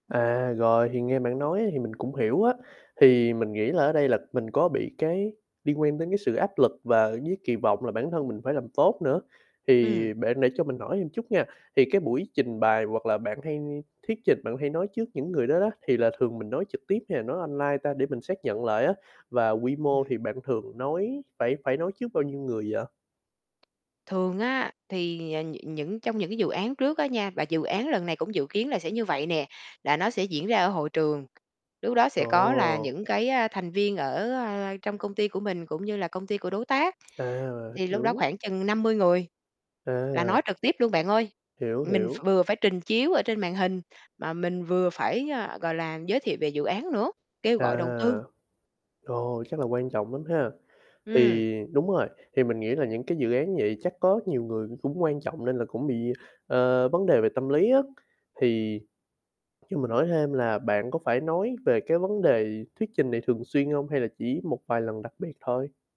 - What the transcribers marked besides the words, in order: static; tapping; other background noise; mechanical hum
- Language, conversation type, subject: Vietnamese, advice, Làm thế nào để giảm lo lắng khi phải nói trước đám đông trong công việc?